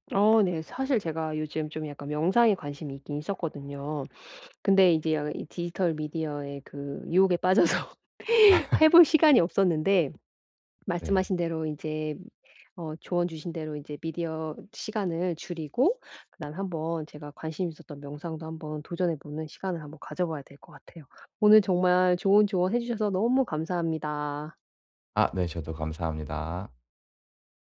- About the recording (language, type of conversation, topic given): Korean, advice, 디지털 미디어 때문에 집에서 쉴 시간이 줄었는데, 어떻게 하면 여유를 되찾을 수 있을까요?
- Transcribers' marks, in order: laughing while speaking: "빠져서"; laugh; tapping